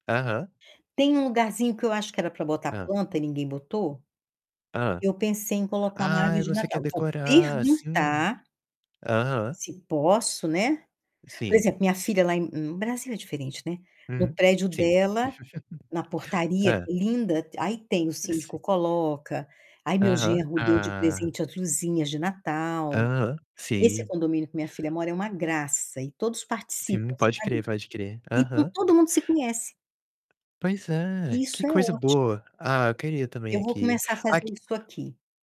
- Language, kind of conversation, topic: Portuguese, unstructured, Qual é a importância dos eventos locais para unir as pessoas?
- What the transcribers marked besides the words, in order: tapping; other background noise; distorted speech; laugh